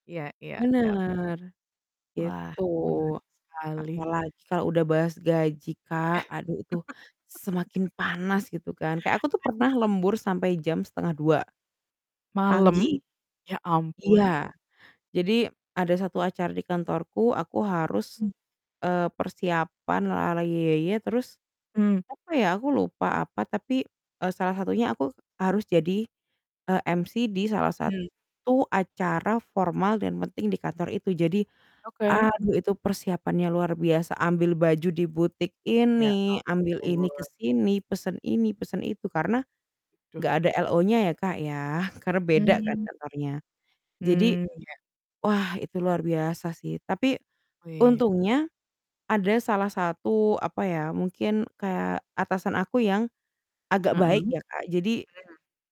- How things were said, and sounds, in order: distorted speech; laugh; chuckle; static
- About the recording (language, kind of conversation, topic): Indonesian, unstructured, Apa pendapatmu tentang kebiasaan lembur tanpa tambahan upah?